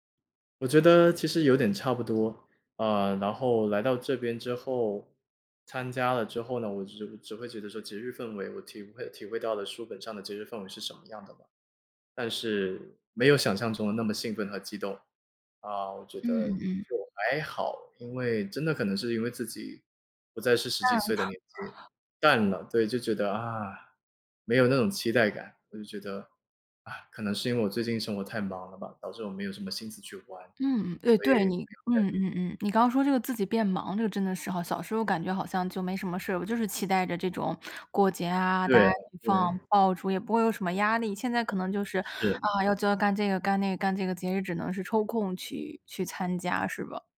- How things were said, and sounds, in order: laughing while speaking: "了"; chuckle; other background noise
- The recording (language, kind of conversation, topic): Chinese, podcast, 有没有哪次当地节庆让你特别印象深刻？